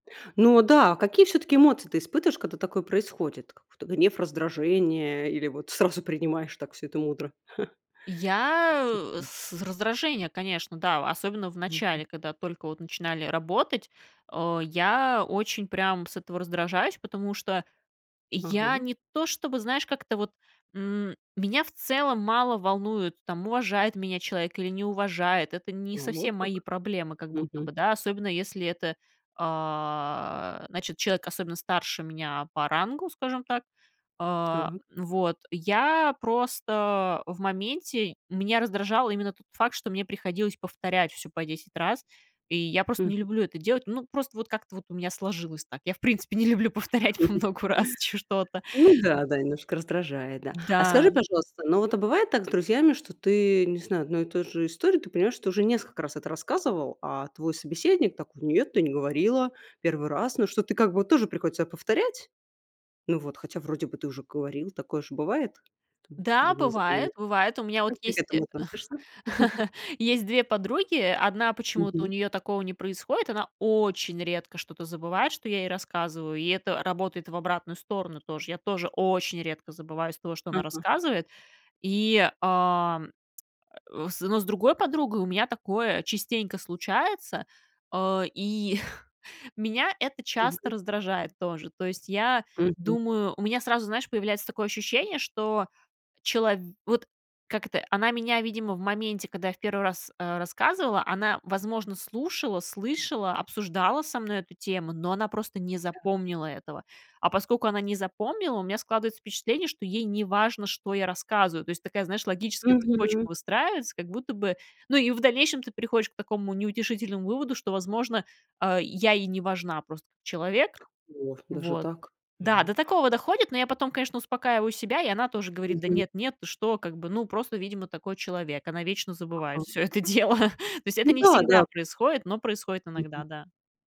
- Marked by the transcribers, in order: chuckle; tapping; drawn out: "а"; laughing while speaking: "по многу раз чё"; chuckle; chuckle; chuckle; laughing while speaking: "это дело"
- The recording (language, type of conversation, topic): Russian, podcast, Что вы делаете, чтобы собеседник дослушал вас до конца?